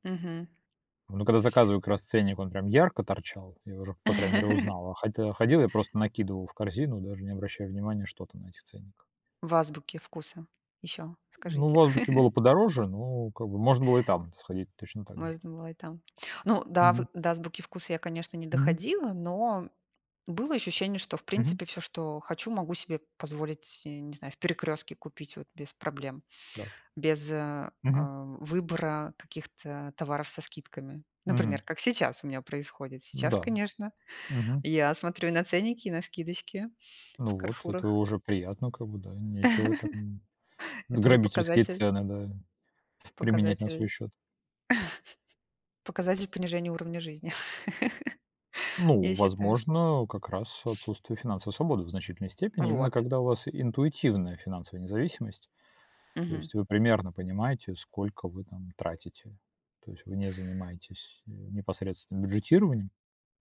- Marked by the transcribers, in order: chuckle; tapping; chuckle; chuckle; other background noise; chuckle; giggle
- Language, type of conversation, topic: Russian, unstructured, Что для вас значит финансовая свобода?